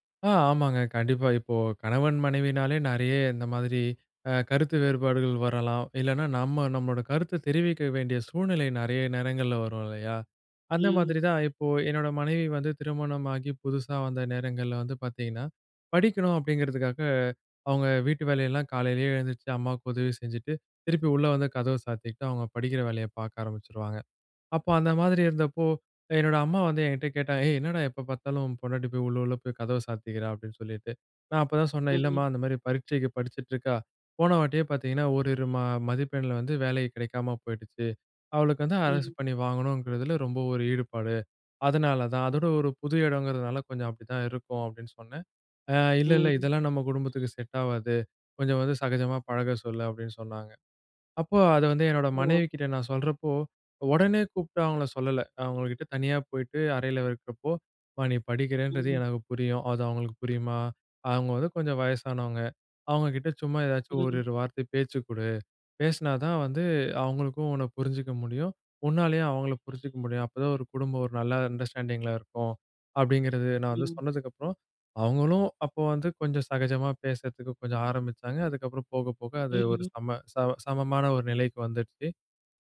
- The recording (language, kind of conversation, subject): Tamil, podcast, ஒரு கருத்தை நேர்மையாகப் பகிர்ந்துகொள்ள சரியான நேரத்தை நீங்கள் எப்படி தேர்வு செய்கிறீர்கள்?
- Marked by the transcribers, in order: horn; in English: "அண்டர்ஸ்டாண்டிங்"; other noise